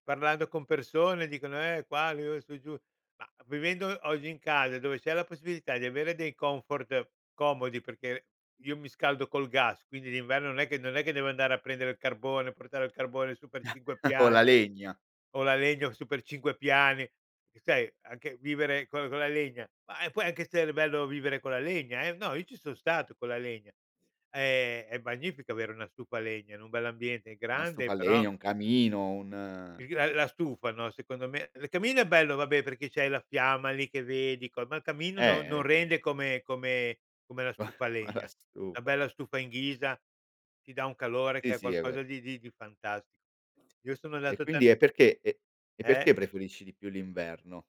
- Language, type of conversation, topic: Italian, podcast, Come influiscono le stagioni sul tuo umore?
- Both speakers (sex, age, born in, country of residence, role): male, 45-49, Italy, Italy, host; male, 70-74, Italy, Italy, guest
- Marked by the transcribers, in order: chuckle; chuckle; laughing while speaking: "Ma la"; other background noise